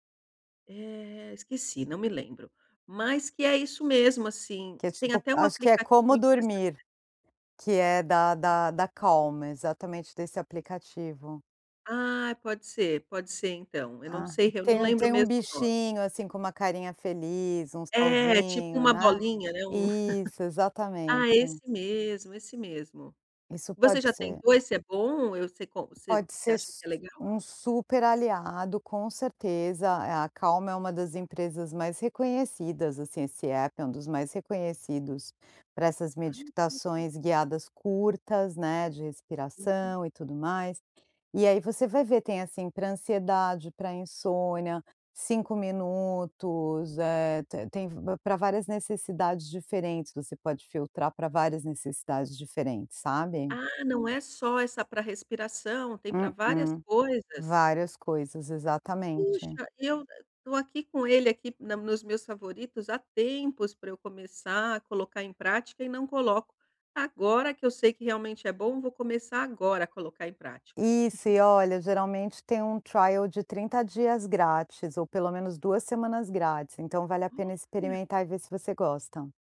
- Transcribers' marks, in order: unintelligible speech; tapping; laugh; stressed: "agora"; chuckle; in English: "trial"
- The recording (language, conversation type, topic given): Portuguese, advice, Como é a sua rotina relaxante antes de dormir?